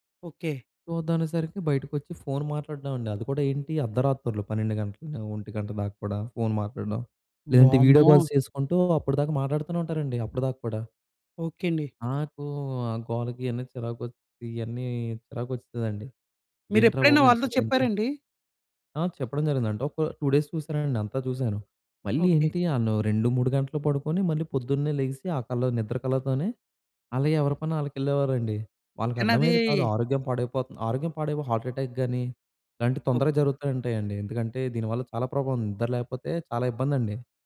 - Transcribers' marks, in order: in English: "వీడియో కాల్స్"; in English: "టూ డేస్"; in English: "హార్ట్ అటాక్‌గాని"
- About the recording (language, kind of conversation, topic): Telugu, podcast, స్క్రీన్ టైమ్‌కు కుటుంబ రూల్స్ ఎలా పెట్టాలి?